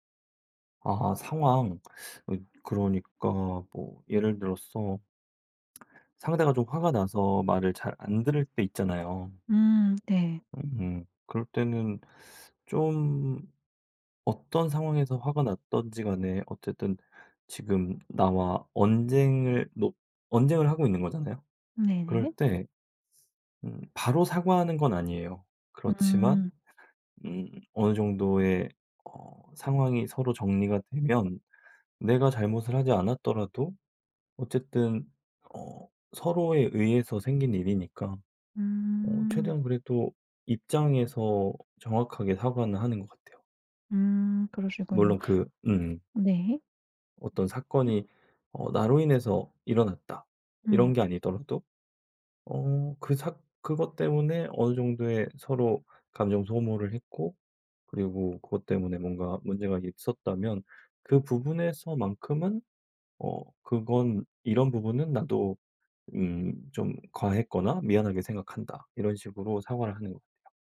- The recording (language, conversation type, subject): Korean, podcast, 사과할 때 어떤 말이 가장 효과적일까요?
- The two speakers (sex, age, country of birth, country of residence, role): female, 35-39, South Korea, Germany, host; male, 60-64, South Korea, South Korea, guest
- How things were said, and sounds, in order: other background noise; unintelligible speech